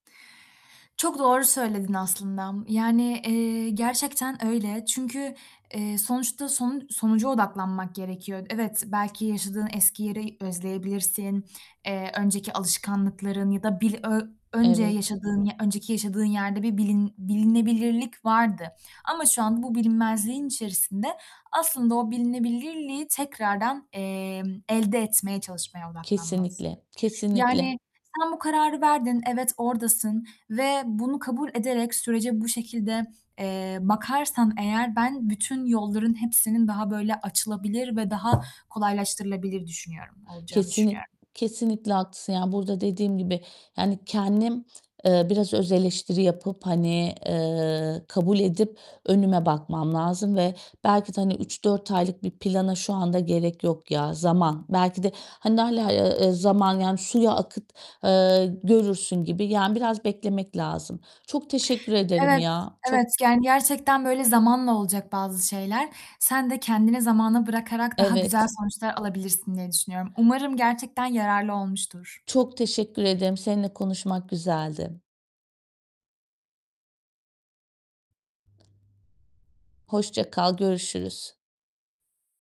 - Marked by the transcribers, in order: other background noise; mechanical hum; distorted speech
- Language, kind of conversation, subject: Turkish, advice, Bilinmezlikle yüzleşirken nasıl daha sakin ve güçlü hissedebilirim?